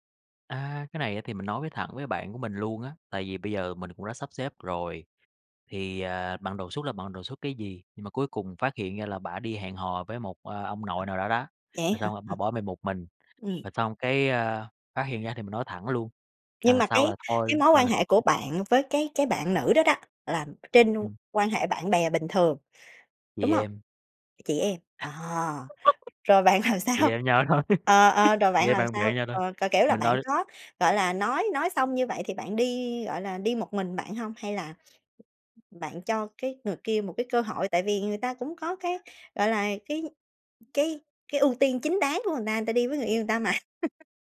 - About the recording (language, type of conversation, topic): Vietnamese, podcast, Bạn xử lý mâu thuẫn với bạn bè như thế nào?
- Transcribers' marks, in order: tapping; other background noise; unintelligible speech; laughing while speaking: "làm sao?"; laugh; laughing while speaking: "thôi"; laugh; laughing while speaking: "mà"; laugh